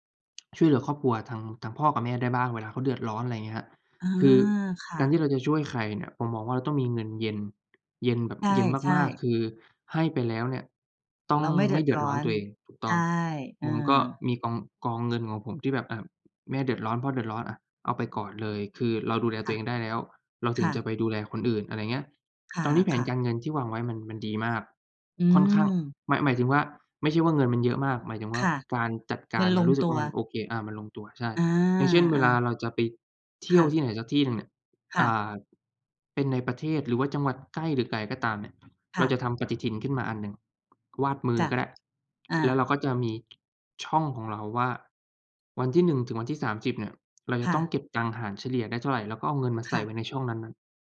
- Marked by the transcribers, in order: tapping; other background noise
- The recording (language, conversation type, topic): Thai, unstructured, คุณคิดว่าการวางแผนการใช้เงินช่วยให้ชีวิตดีขึ้นไหม?